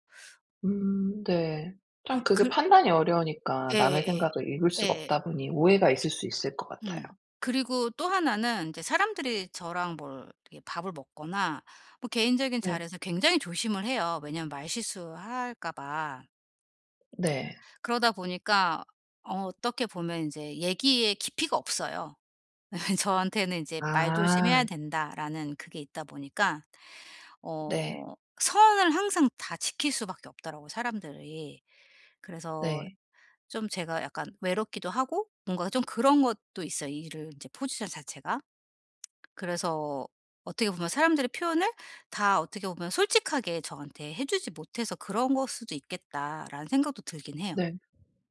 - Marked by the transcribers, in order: lip smack; laugh; tsk
- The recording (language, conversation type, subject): Korean, advice, 남들이 기대하는 모습과 제 진짜 욕구를 어떻게 조율할 수 있을까요?